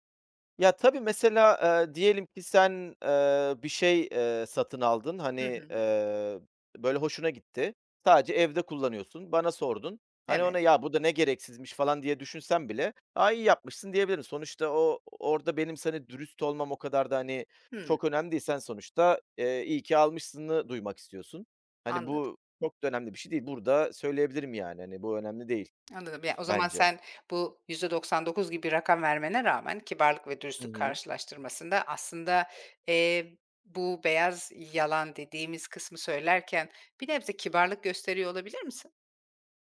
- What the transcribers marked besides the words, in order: none
- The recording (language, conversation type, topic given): Turkish, podcast, Kibarlık ile dürüstlük arasında nasıl denge kurarsın?